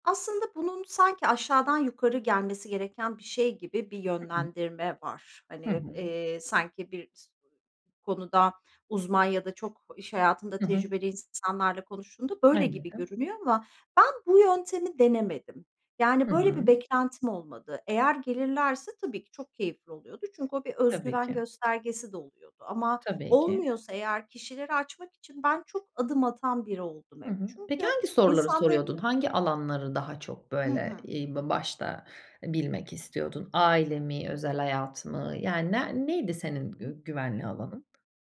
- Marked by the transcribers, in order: other background noise; unintelligible speech; tapping
- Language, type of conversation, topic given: Turkish, podcast, İnsanlarla bağ kurmak için hangi soruları sorarsın?